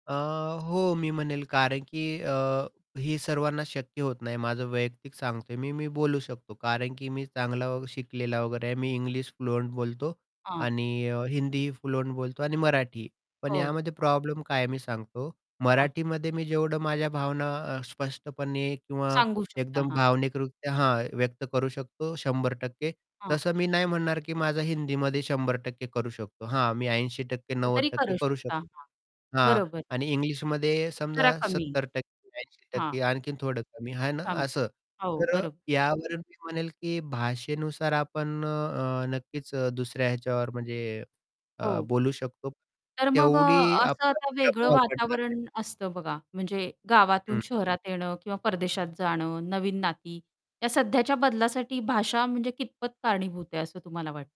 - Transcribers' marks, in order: in English: "फ्लुअंट"; in English: "फ्लुअंट"; distorted speech; tapping; unintelligible speech; other background noise
- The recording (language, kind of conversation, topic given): Marathi, podcast, भाषा बदलल्यामुळे तुमच्या ओळखीवर कसा परिणाम होऊ शकतो असं तुम्हाला वाटतं का?